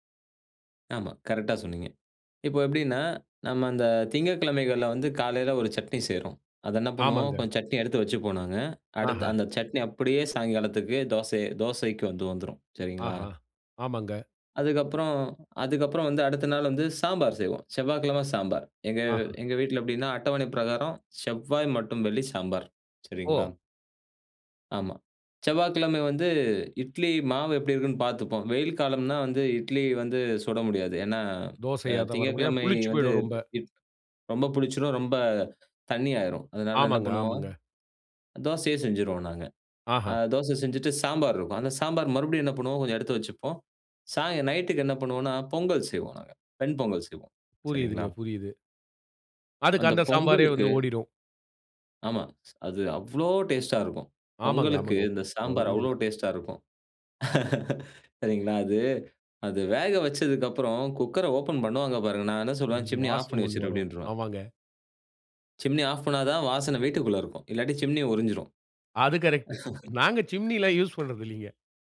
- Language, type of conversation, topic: Tamil, podcast, உணவின் வாசனை உங்கள் உணர்வுகளை எப்படித் தூண்டுகிறது?
- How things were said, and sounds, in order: tapping; other background noise; other noise; laugh; laugh